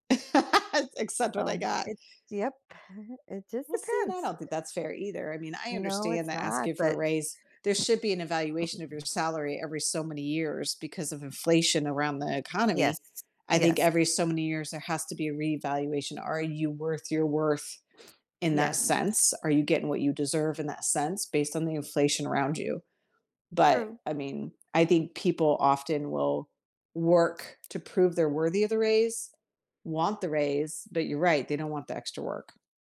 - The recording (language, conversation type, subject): English, unstructured, What do you think about unpaid overtime at work?
- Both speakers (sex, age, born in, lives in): female, 45-49, United States, United States; female, 45-49, United States, United States
- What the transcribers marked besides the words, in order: laugh; chuckle; other background noise; cough